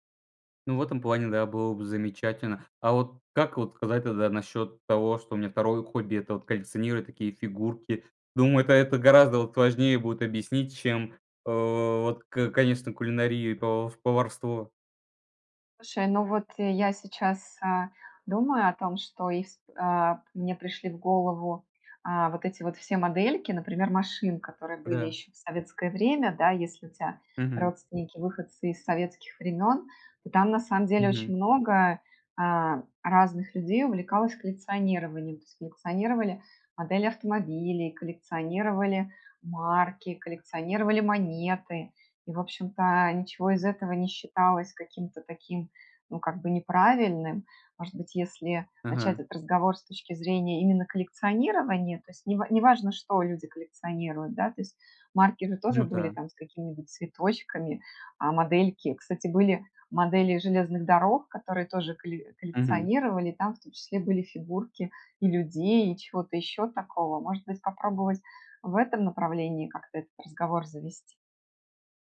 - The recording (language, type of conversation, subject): Russian, advice, Почему я скрываю своё хобби или увлечение от друзей и семьи?
- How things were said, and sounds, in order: "сказать" said as "казать"; tapping